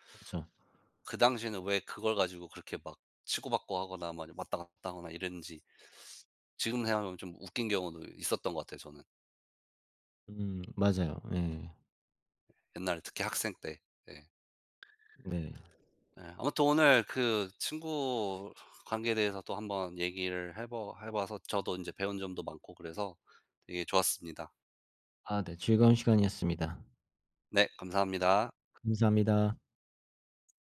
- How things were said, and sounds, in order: other background noise; tapping
- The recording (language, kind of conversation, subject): Korean, unstructured, 친구와 갈등이 생겼을 때 어떻게 해결하나요?